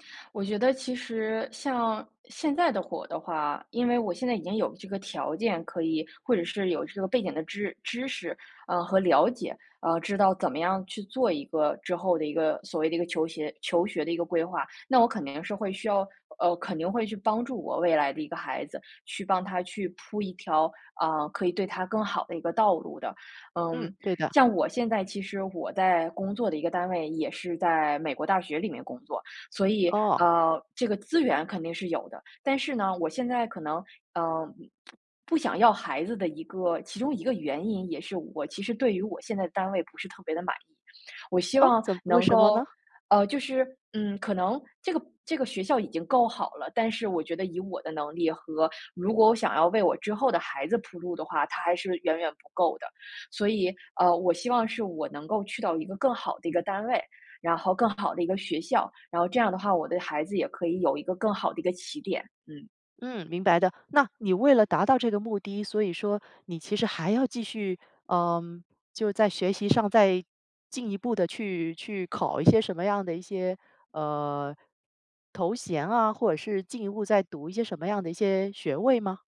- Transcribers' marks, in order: other background noise
- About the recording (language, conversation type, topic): Chinese, podcast, 你家里人对你的学历期望有多高？